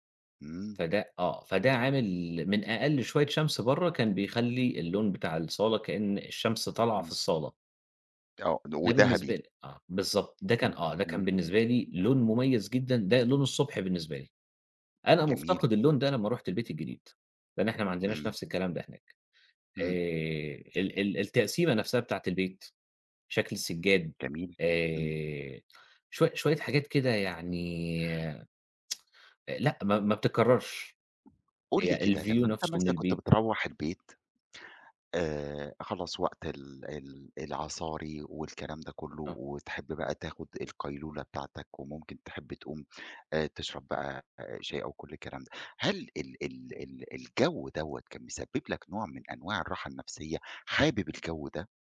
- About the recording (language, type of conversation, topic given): Arabic, podcast, ايه العادات الصغيرة اللي بتعملوها وبتخلي البيت دافي؟
- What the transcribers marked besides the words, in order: tapping; other background noise; tsk; in English: "الview"